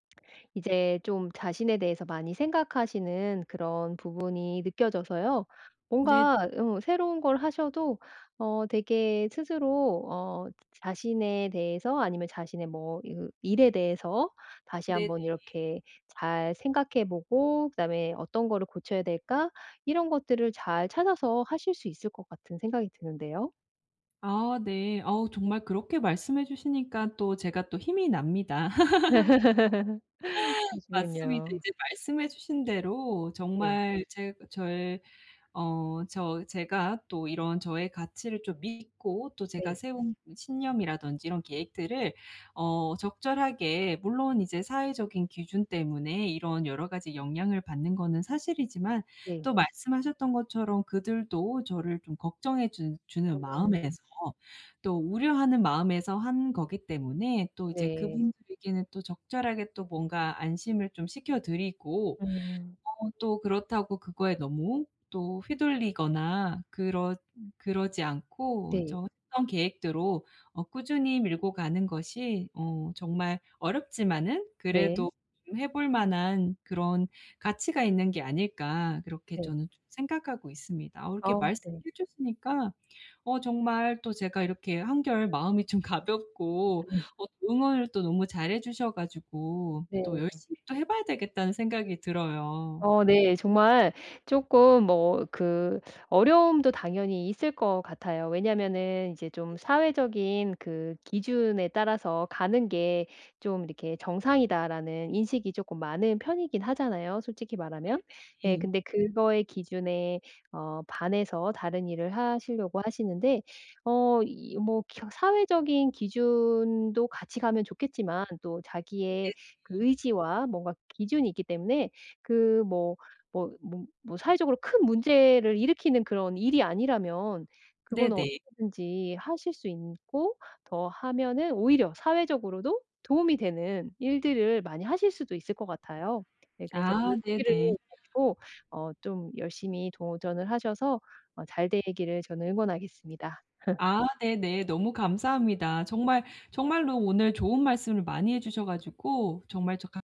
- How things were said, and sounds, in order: tapping; other background noise; laugh; laughing while speaking: "좀"; laughing while speaking: "음"; "있고" said as "인고"; laugh
- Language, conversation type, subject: Korean, advice, 사회적 기준과 개인적 가치 사이에서 어떻게 균형을 찾을 수 있을까요?